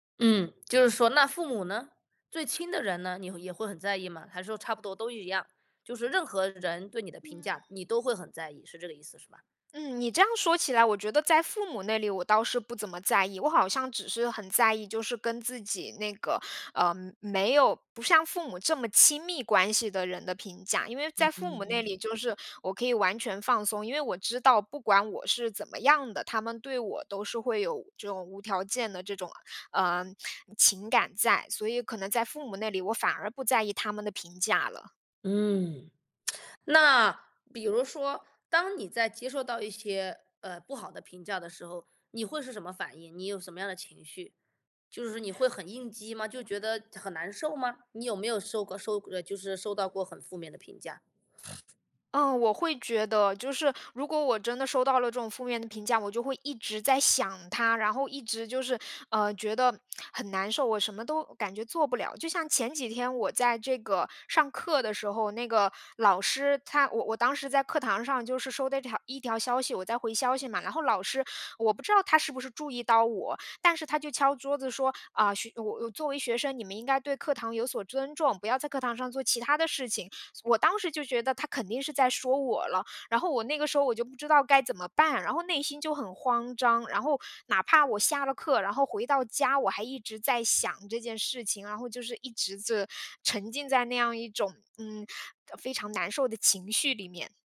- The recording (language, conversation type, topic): Chinese, advice, 我很在意别人的评价，怎样才能不那么敏感？
- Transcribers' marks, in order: other background noise; tsk; other noise; lip smack